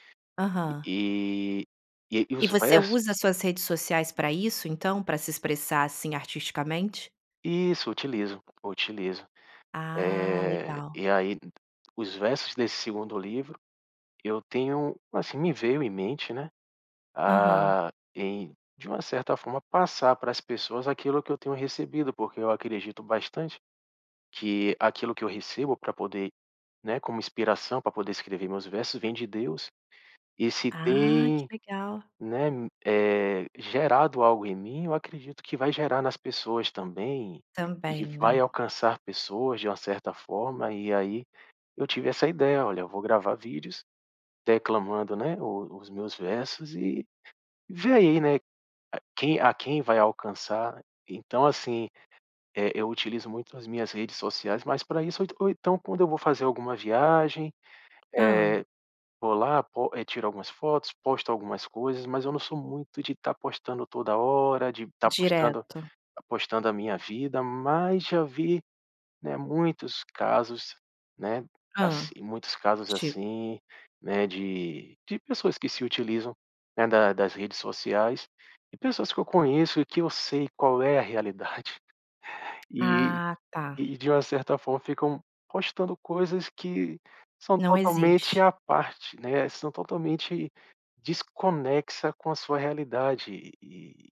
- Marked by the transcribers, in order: giggle
- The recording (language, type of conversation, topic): Portuguese, podcast, As redes sociais ajudam a descobrir quem você é ou criam uma identidade falsa?